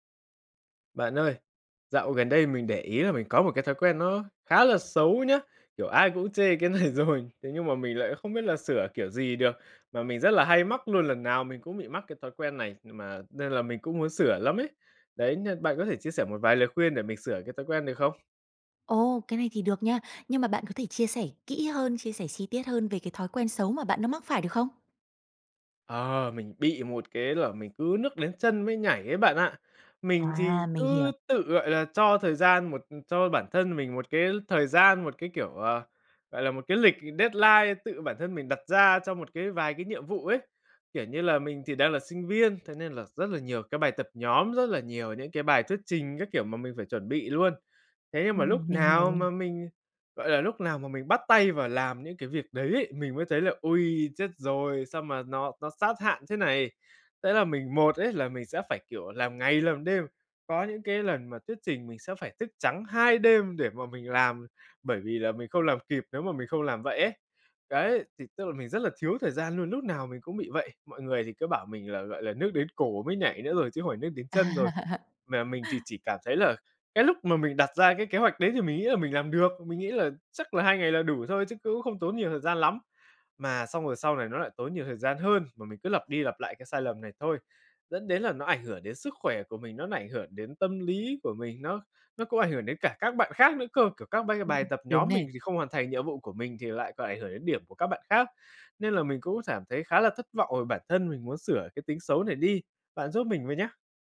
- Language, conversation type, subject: Vietnamese, advice, Làm thế nào để ước lượng chính xác thời gian hoàn thành các nhiệm vụ bạn thường xuyên làm?
- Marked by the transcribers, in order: laughing while speaking: "cái này rồi"; tapping; in English: "deadline"; laughing while speaking: "À"; "cảm" said as "xảm"